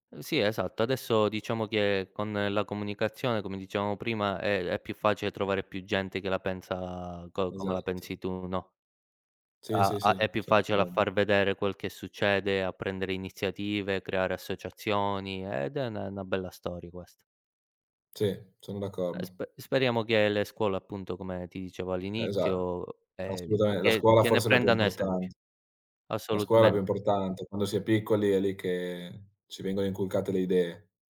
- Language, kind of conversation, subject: Italian, unstructured, Cosa pensi della perdita delle foreste nel mondo?
- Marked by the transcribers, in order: none